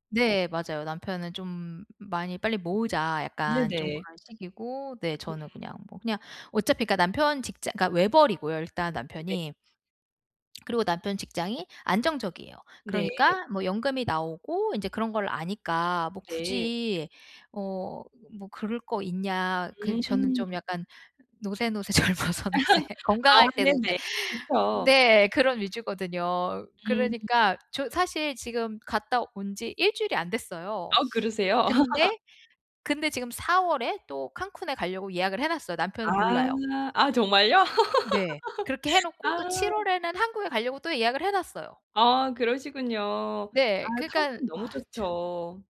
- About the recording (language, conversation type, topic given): Korean, advice, 장기 목표보다 즉시 만족을 선택하는 습관을 어떻게 고칠 수 있을까요?
- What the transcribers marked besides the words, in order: other background noise; lip smack; laughing while speaking: "젊어서 노세"; laugh; laugh; laugh